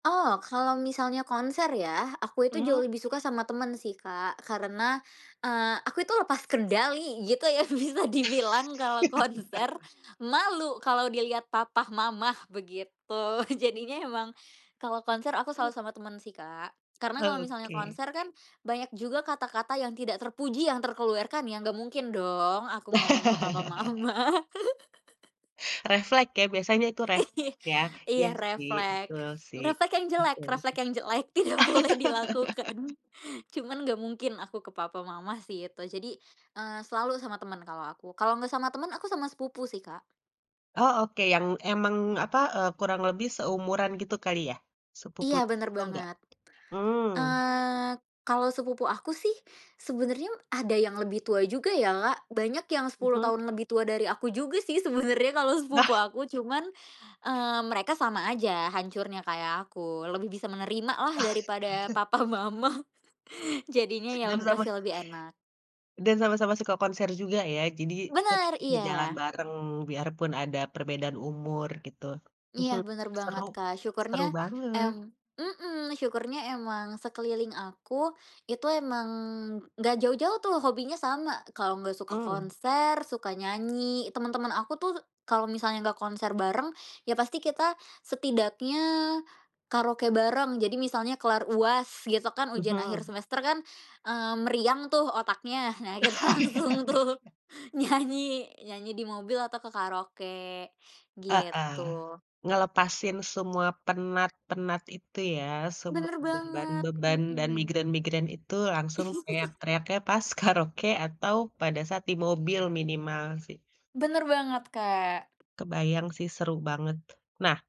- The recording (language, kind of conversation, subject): Indonesian, podcast, Mengapa kegiatan ini penting untuk kebahagiaanmu?
- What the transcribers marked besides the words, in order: chuckle; other background noise; chuckle; chuckle; laughing while speaking: "mama"; chuckle; laughing while speaking: "tidak boleh"; laugh; tapping; chuckle; chuckle; laughing while speaking: "papa mama"; unintelligible speech; laugh; laughing while speaking: "kita langsung tuh nyanyi"; chuckle